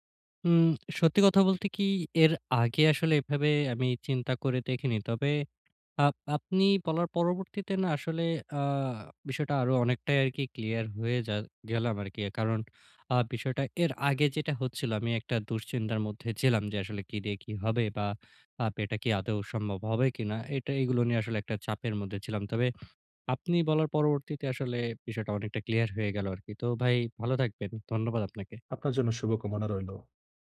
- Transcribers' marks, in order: none
- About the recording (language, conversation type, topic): Bengali, advice, অনিশ্চয়তা মেনে নিয়ে কীভাবে শান্ত থাকা যায় এবং উদ্বেগ কমানো যায়?
- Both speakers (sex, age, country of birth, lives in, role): male, 20-24, Bangladesh, Bangladesh, user; male, 25-29, Bangladesh, Bangladesh, advisor